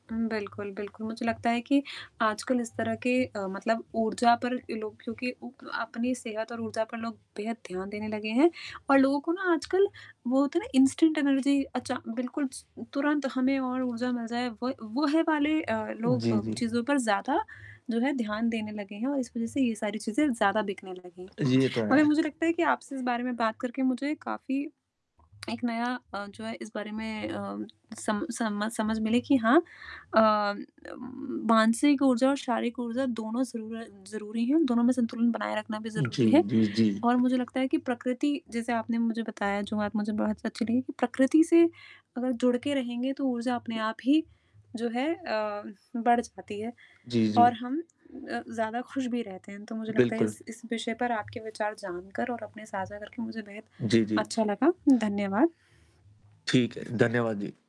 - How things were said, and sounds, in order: static; other background noise; in English: "इंस्टेंट एनर्जी"; tapping; distorted speech
- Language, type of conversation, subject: Hindi, unstructured, आप दिनभर अपनी ऊर्जा बनाए रखने के लिए क्या करते हैं?
- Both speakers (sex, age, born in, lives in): female, 25-29, India, India; male, 18-19, India, India